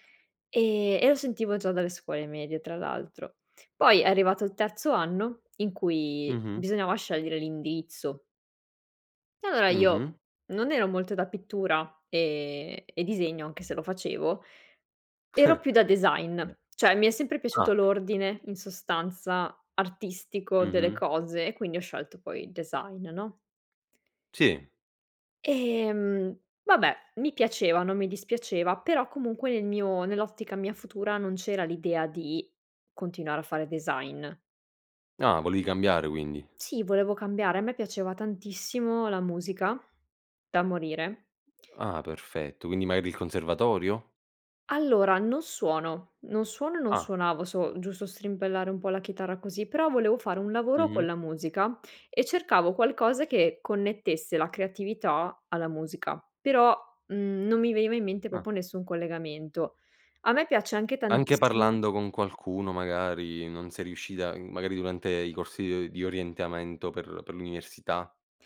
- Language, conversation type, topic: Italian, podcast, Come racconti una storia che sia personale ma universale?
- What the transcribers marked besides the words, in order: chuckle; other background noise; "proprio" said as "propo"